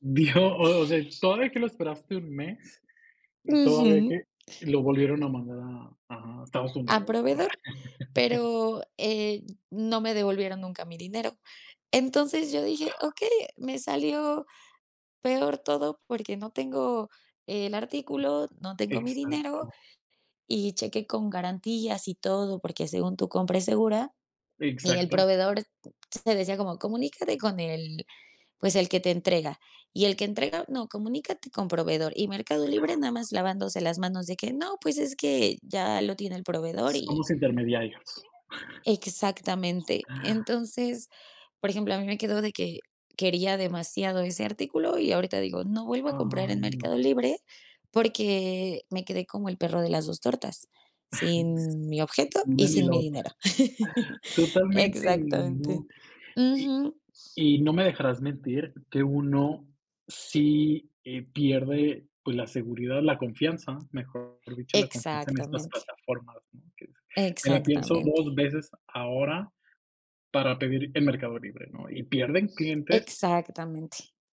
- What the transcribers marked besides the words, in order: laughing while speaking: "Dios"; tapping; laugh; other noise; other background noise; chuckle; laugh
- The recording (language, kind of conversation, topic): Spanish, podcast, ¿Qué opinas sobre comprar por internet hoy en día?